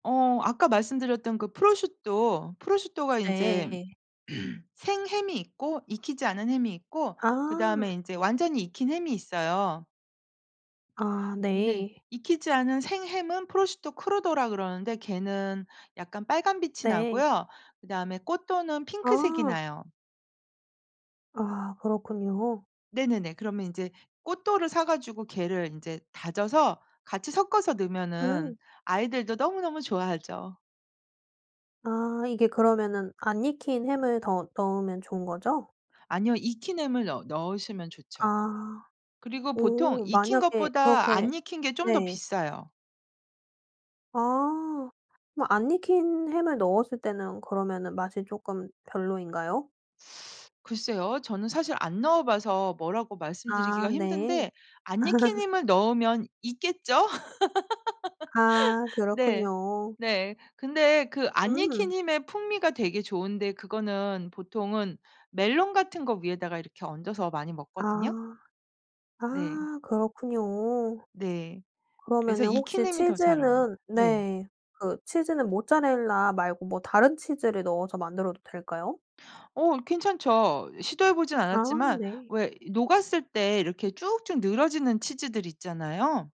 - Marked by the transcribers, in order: other background noise; throat clearing; in Italian: "prosciutto crudo라고"; in Italian: "cotto는"; tapping; in Italian: "cotto를"; laugh; laugh
- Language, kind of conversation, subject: Korean, podcast, 좋아하는 길거리 음식에 대해 이야기해 주실 수 있나요?